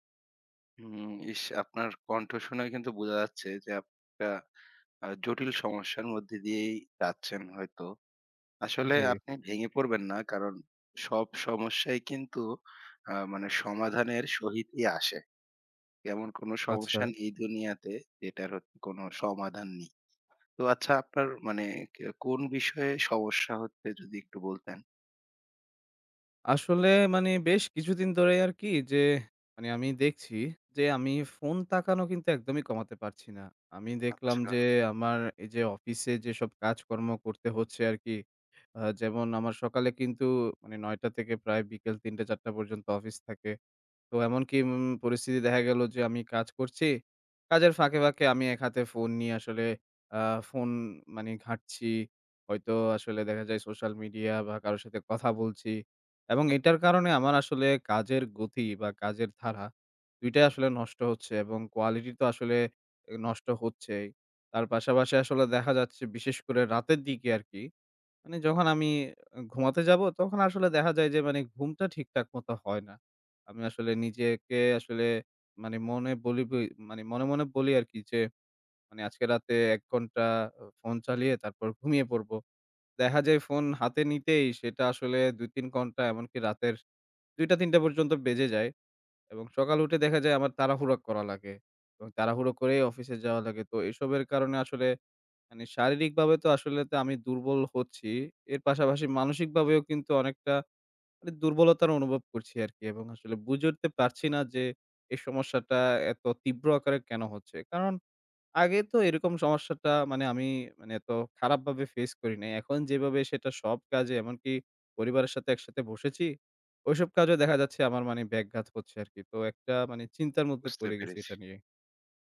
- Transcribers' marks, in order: tapping; other background noise
- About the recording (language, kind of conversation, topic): Bengali, advice, ফোন দেখা কমানোর অভ্যাস গড়তে আপনার কি কষ্ট হচ্ছে?